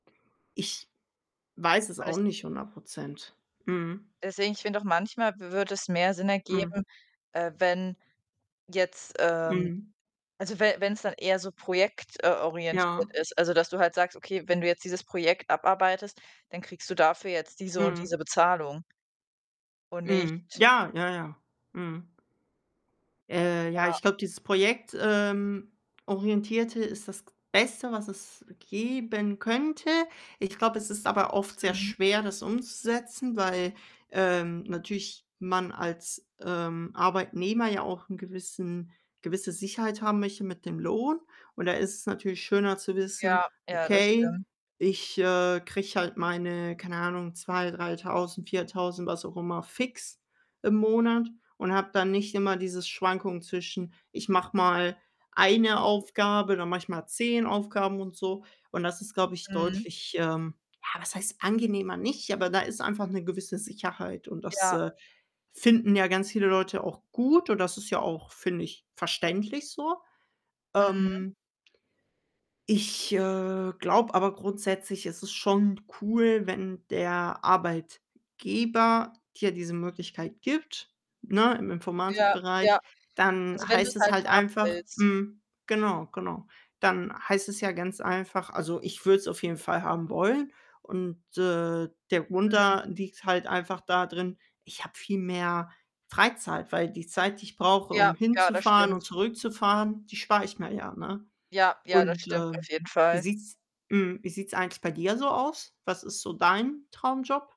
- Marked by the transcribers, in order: other background noise; distorted speech; static
- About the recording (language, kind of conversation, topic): German, unstructured, Wie stellst du dir deinen Traumjob vor?